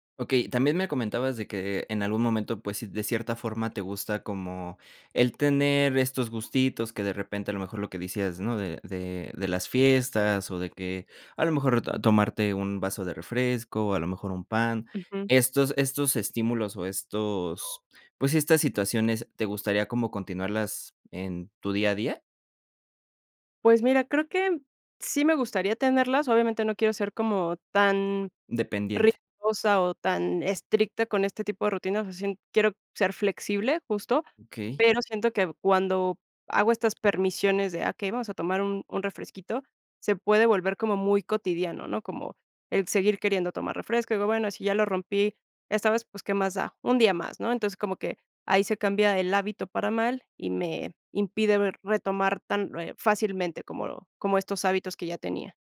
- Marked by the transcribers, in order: other background noise
- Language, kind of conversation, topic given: Spanish, advice, ¿Por qué te cuesta crear y mantener una rutina de autocuidado sostenible?